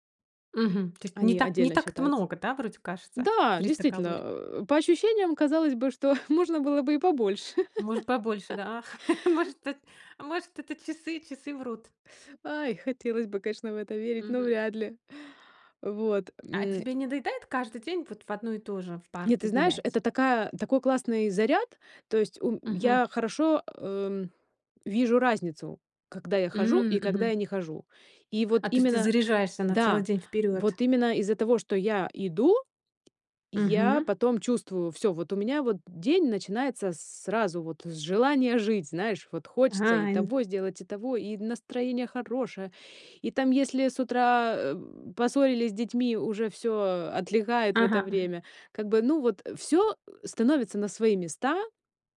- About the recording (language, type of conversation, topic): Russian, podcast, Как начинается твоё утро в будний день?
- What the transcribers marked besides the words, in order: chuckle; laughing while speaking: "побольше"; chuckle